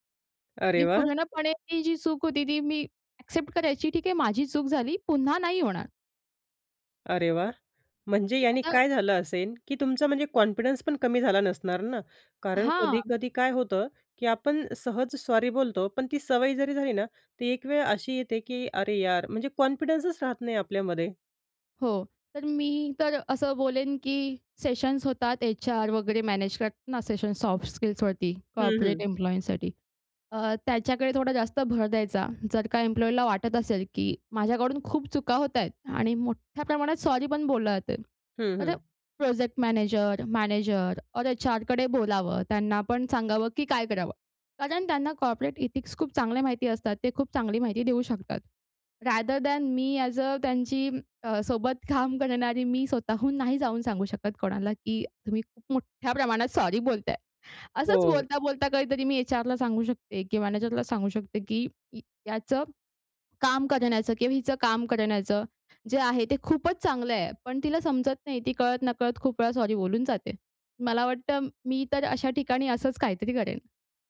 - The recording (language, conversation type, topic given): Marathi, podcast, अनावश्यक माफी मागण्याची सवय कमी कशी करावी?
- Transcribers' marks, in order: in English: "ॲक्सेप्ट"; in English: "कॉन्फिडन्स"; in English: "कॉन्फिडन्सच"; in English: "सेशन्स"; in English: "सेशन्स सॉफ्ट स्किल्सवरती, कॉर्पोरेट एम्प्लॉइजसाठी"; in English: "एम्प्लॉयला"; in English: "ओर"; in English: "कॉर्पोरेट इथिक्स"; in English: "रादर दॅन"; in English: "ऍज अ"; laughing while speaking: "अ, सोबत काम करणारी"; laughing while speaking: "मोठ्या प्रमाणात सॉरी बोलताय. असंच बोलता-बोलता काहीतरी"